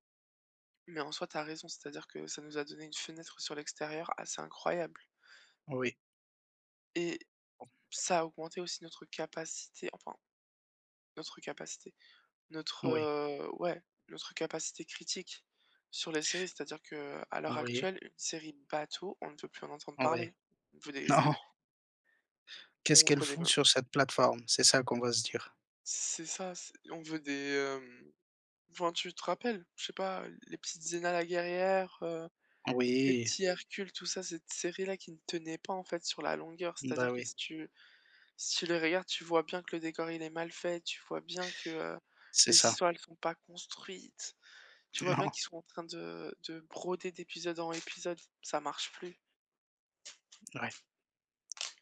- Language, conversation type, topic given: French, unstructured, Quel rôle les plateformes de streaming jouent-elles dans vos loisirs ?
- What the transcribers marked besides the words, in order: other background noise; laughing while speaking: "non"; laughing while speaking: "Non"